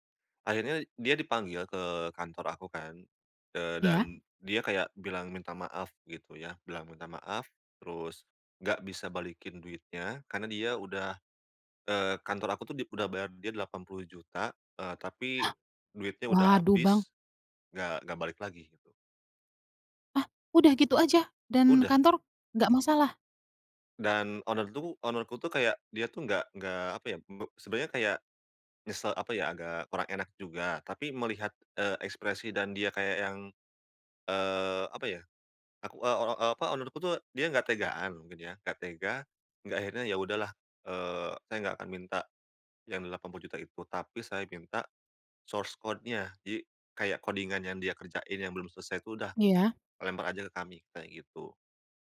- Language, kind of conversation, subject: Indonesian, podcast, Bagaimana kamu menyeimbangkan pengaruh orang lain dan suara hatimu sendiri?
- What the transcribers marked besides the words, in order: gasp; in English: "owner"; in English: "owner-ku"; in English: "owner-ku"; in English: "source code-nya"